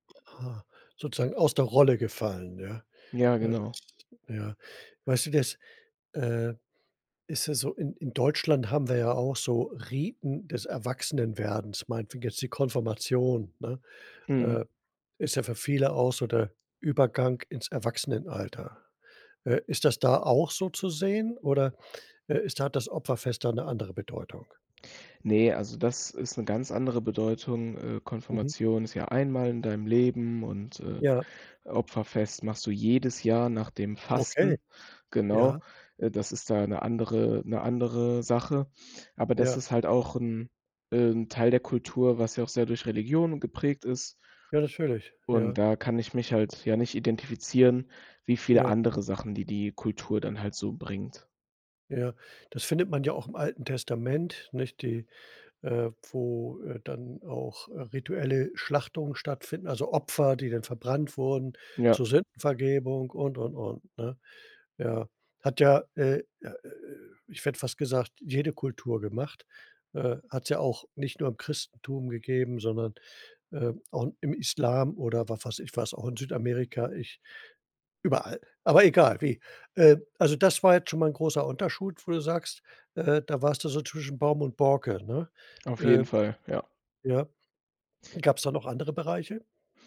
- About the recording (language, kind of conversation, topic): German, podcast, Hast du dich schon einmal kulturell fehl am Platz gefühlt?
- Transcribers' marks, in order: other background noise; "Erwachsenwerdens" said as "Erwachsenenwerdens"; "Unterschied" said as "Unterschud"